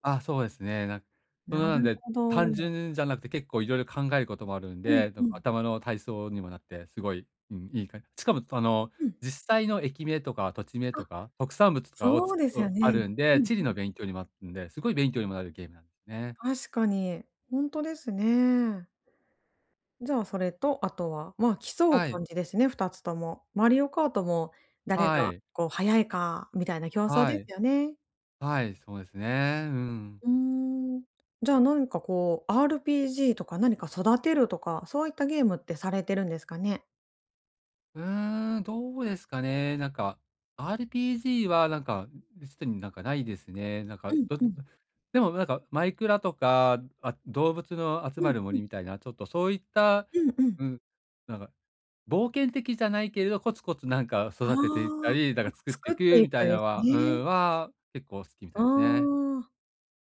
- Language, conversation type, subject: Japanese, advice, 予算内で満足できる買い物をするにはどうすればいいですか？
- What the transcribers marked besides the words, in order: other background noise; other noise